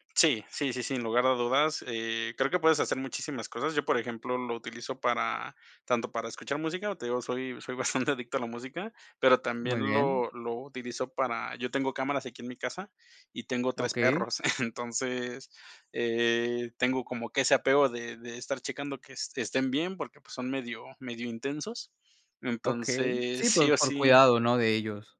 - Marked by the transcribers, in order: laughing while speaking: "bastante"; chuckle
- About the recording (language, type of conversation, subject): Spanish, podcast, ¿Qué cosas nunca te pueden faltar cuando sales?